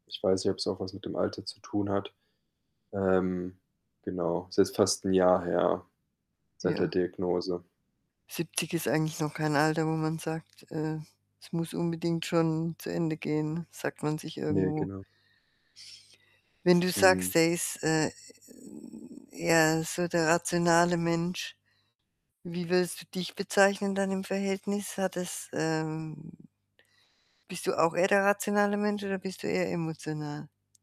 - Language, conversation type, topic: German, advice, Wie kann ich emotional mit einem plötzlichen Abschied oder Verlust umgehen?
- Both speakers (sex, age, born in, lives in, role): female, 60-64, Germany, Germany, advisor; male, 30-34, Germany, Germany, user
- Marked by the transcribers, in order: static; other background noise; mechanical hum; tapping